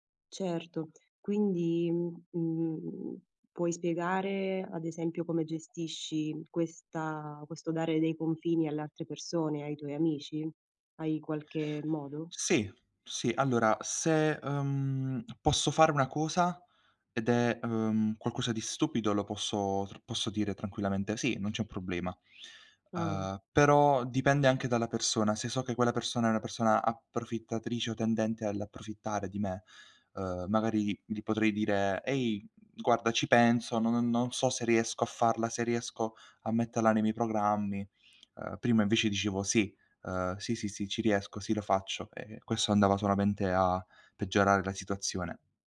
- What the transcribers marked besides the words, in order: none
- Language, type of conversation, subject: Italian, podcast, Quale consiglio daresti al tuo io più giovane?